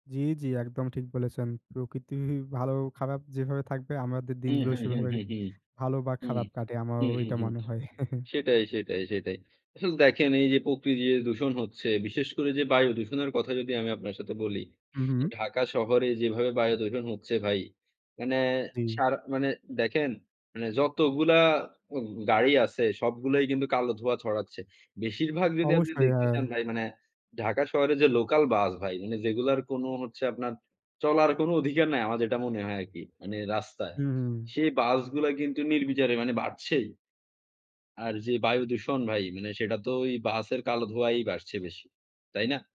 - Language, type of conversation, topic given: Bengali, unstructured, বায়ু দূষণ মানুষের স্বাস্থ্যের ওপর কীভাবে প্রভাব ফেলে?
- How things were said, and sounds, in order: other background noise; chuckle